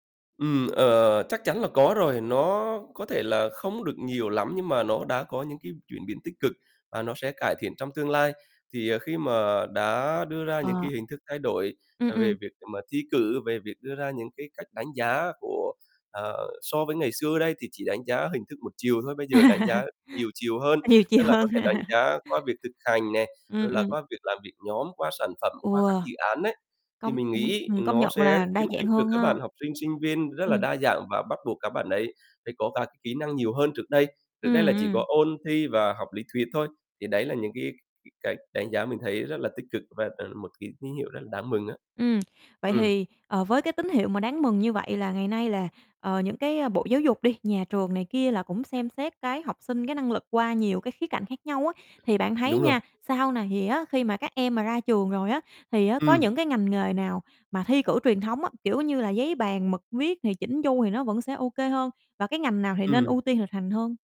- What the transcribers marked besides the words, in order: other background noise; distorted speech; unintelligible speech; laugh; laughing while speaking: "hơn"; laugh; unintelligible speech; tapping; static
- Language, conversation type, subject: Vietnamese, podcast, Bạn nghĩ thi cử quan trọng đến đâu so với việc học thực hành?